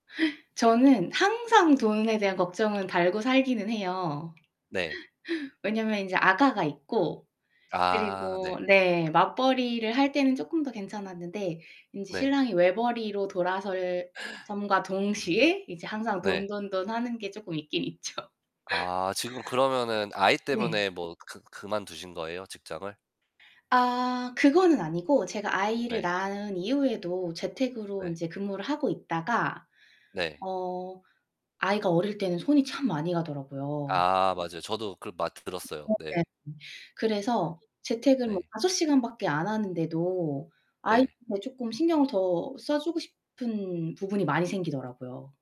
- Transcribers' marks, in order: other background noise; laugh; gasp; distorted speech; laughing while speaking: "있죠"; tapping
- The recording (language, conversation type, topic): Korean, unstructured, 돈 때문에 미래가 불안할 때 어떻게 대처하시나요?